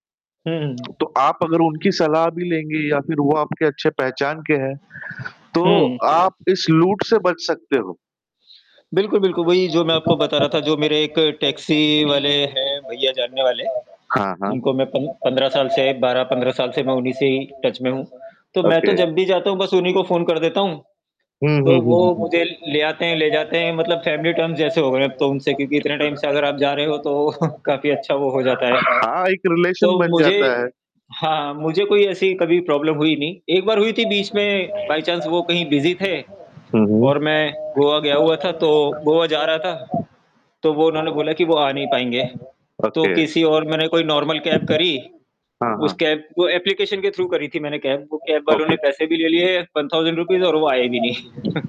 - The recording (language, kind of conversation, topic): Hindi, unstructured, गर्मी की छुट्टियाँ बिताने के लिए आप पहाड़ों को पसंद करते हैं या समुद्र तट को?
- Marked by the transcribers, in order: static; distorted speech; other background noise; other noise; in English: "ओके"; in English: "टच"; in English: "फैमिली टर्म्स"; in English: "टाइम"; chuckle; in English: "रिलेशन"; in English: "प्रॉब्लम"; in English: "बाय चाँस"; in English: "बिज़ी"; in English: "ओके"; in English: "नॉर्मल कैब"; in English: "कैब"; in English: "एप्लीकेशन"; in English: "थ्रू"; in English: "कैब"; in English: "कैब"; in English: "ओके"; in English: "वन थाउजेंड रुपीस"; chuckle